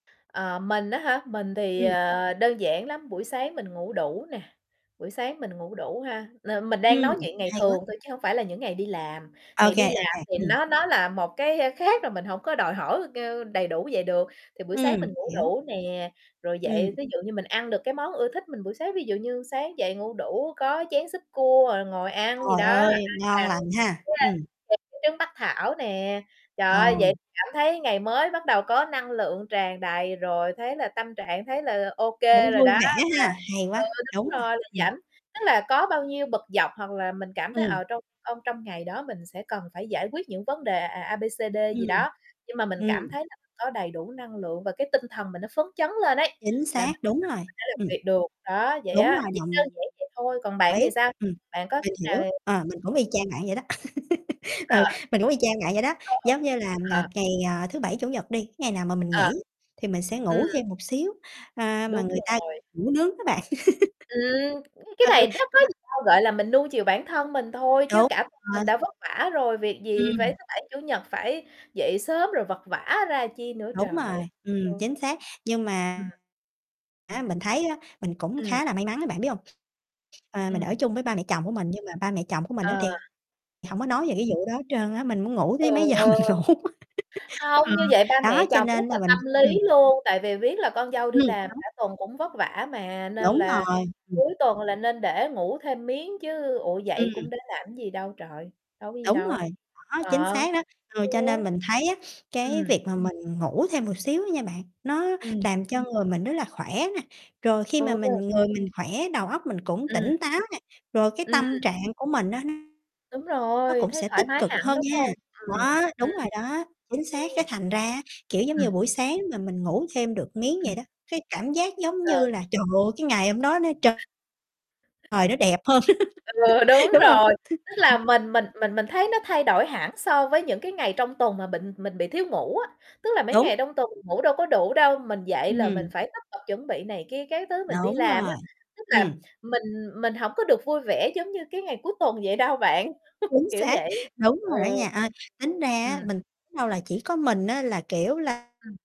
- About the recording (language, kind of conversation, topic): Vietnamese, unstructured, Bạn thường bắt đầu ngày mới như thế nào để có đủ năng lượng?
- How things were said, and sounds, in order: other background noise; tapping; distorted speech; unintelligible speech; unintelligible speech; static; unintelligible speech; laugh; chuckle; laugh; laughing while speaking: "giờ mình ngủ"; laugh; laugh; unintelligible speech; laughing while speaking: "vậy"; chuckle